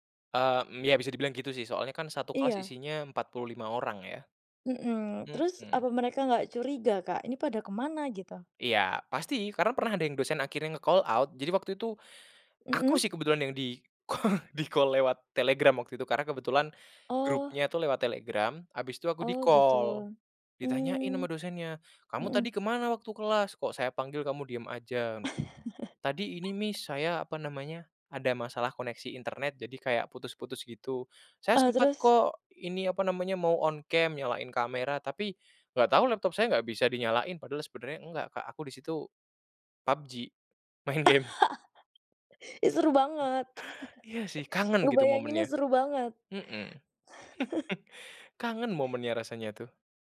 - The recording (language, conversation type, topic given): Indonesian, podcast, Menurutmu, apa perbedaan belajar daring dibandingkan dengan tatap muka?
- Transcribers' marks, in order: tapping; other background noise; in English: "nge-call out"; in English: "di-call, di-call"; laughing while speaking: "di-call"; in English: "di-call"; chuckle; in English: "Miss"; in English: "on cam"; laugh; laugh; chuckle